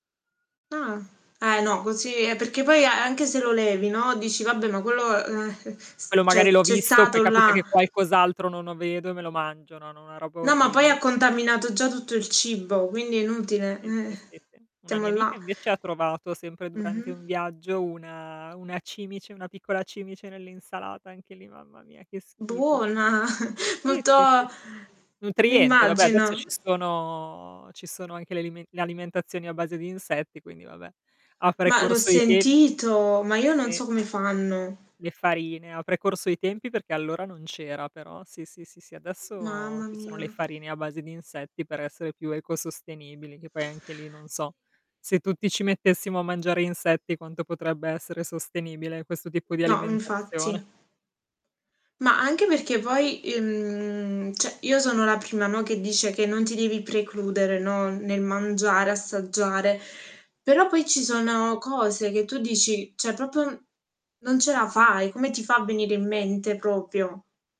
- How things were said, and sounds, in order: static; other street noise; "contaminato" said as "contamminato"; chuckle; "cioè" said as "ceh"; "cioè" said as "ceh"; "proprio" said as "propio"; "proprio" said as "propio"
- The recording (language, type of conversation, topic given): Italian, unstructured, Qual è la cosa più disgustosa che hai visto in un alloggio?
- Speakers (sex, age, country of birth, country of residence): female, 20-24, Italy, Italy; female, 35-39, Italy, Italy